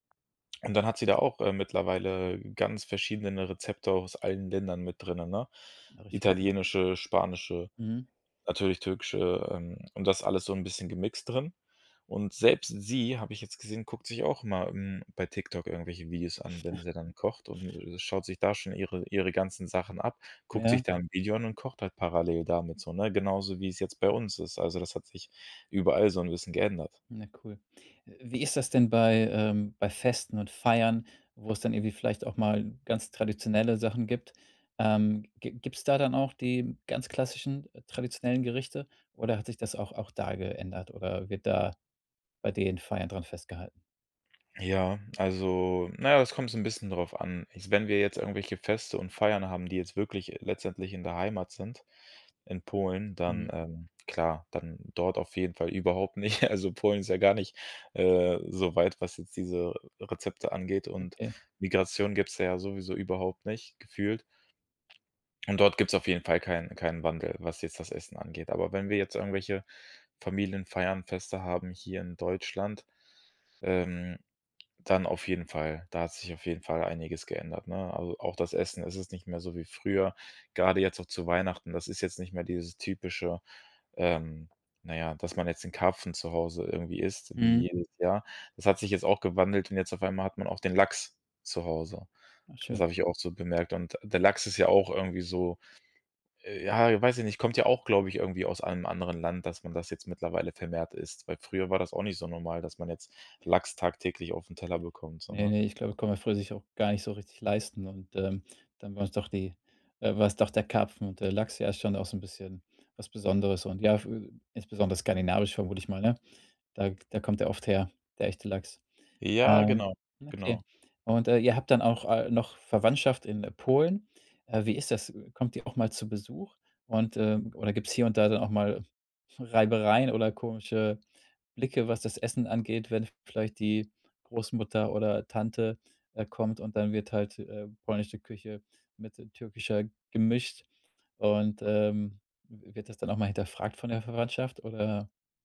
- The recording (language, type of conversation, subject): German, podcast, Wie hat Migration eure Familienrezepte verändert?
- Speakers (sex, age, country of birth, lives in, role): male, 25-29, Germany, Germany, guest; male, 35-39, Germany, Germany, host
- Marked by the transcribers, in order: stressed: "sie"; other noise; drawn out: "also"; chuckle; stressed: "Lachs"